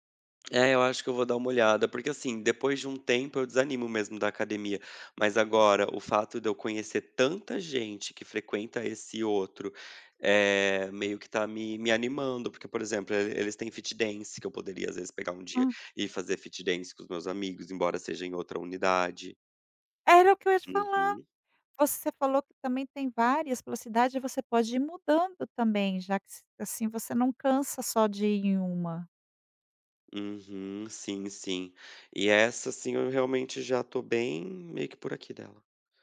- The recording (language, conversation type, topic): Portuguese, advice, Como posso lidar com a falta de um parceiro ou grupo de treino, a sensação de solidão e a dificuldade de me manter responsável?
- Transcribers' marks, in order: tapping; in English: "fit dance"; in English: "fit dance"